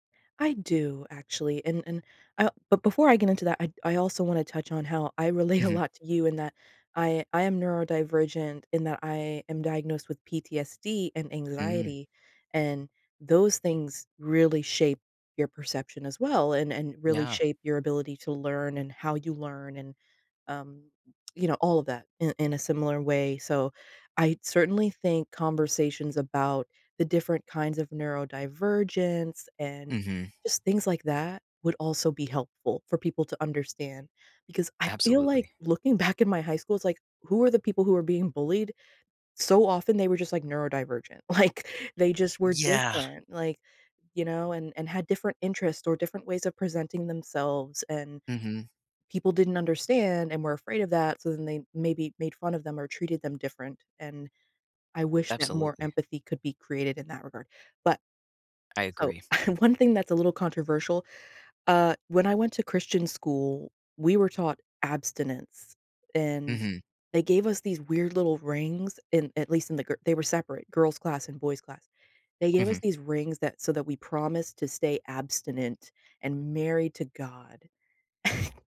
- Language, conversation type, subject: English, unstructured, What health skills should I learn in school to help me later?
- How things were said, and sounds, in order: laughing while speaking: "a lot"; tsk; laughing while speaking: "Like"; lip smack; chuckle; tapping; chuckle